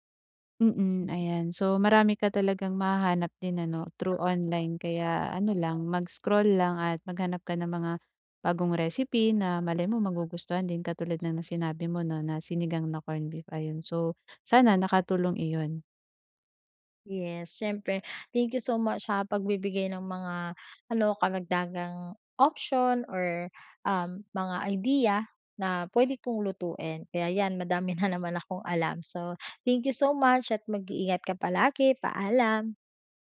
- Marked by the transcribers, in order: other background noise; laughing while speaking: "na naman"; tapping
- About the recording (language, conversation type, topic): Filipino, advice, Paano ako makakaplano ng masustansiya at abot-kayang pagkain araw-araw?